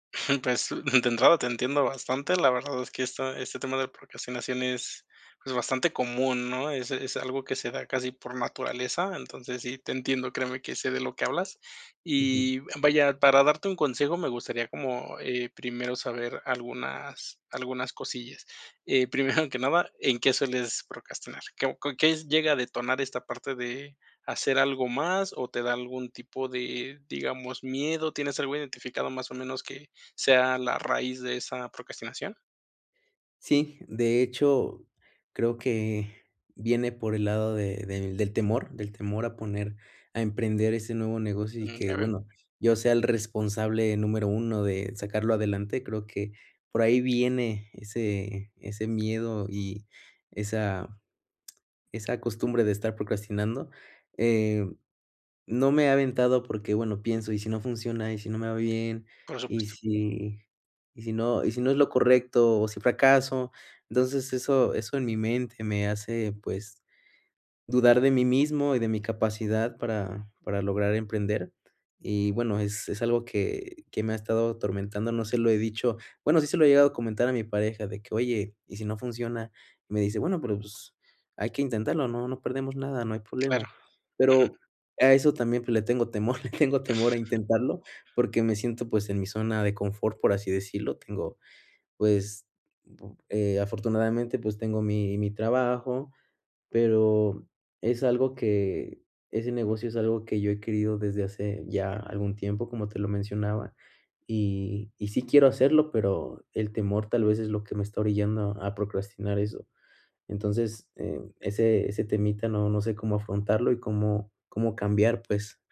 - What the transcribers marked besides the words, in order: chuckle; chuckle; other noise; chuckle
- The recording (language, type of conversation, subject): Spanish, advice, ¿Cómo puedo dejar de procrastinar constantemente en una meta importante?